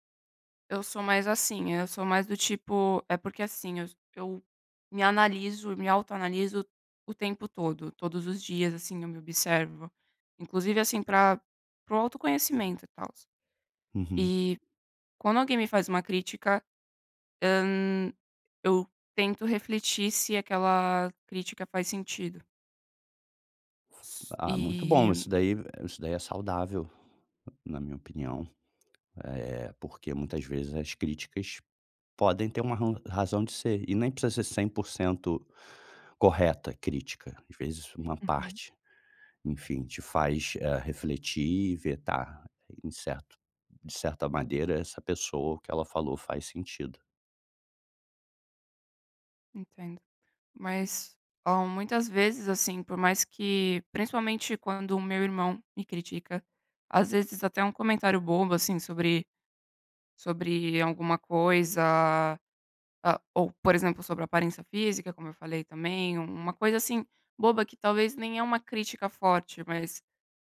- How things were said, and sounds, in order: other background noise
- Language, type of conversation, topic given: Portuguese, advice, Como posso parar de me culpar demais quando recebo críticas?